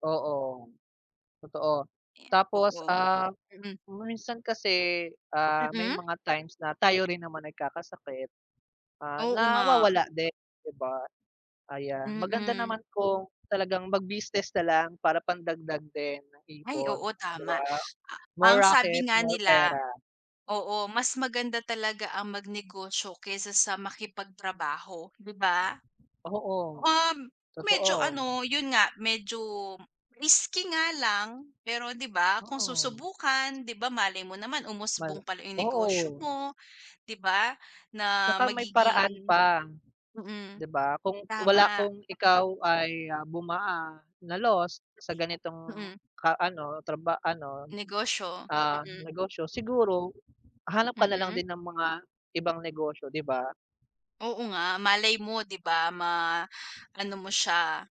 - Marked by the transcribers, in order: other background noise
- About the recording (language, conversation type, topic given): Filipino, unstructured, Paano mo nilalaan ang buwanang badyet mo, at ano ang mga simpleng paraan para makapag-ipon araw-araw?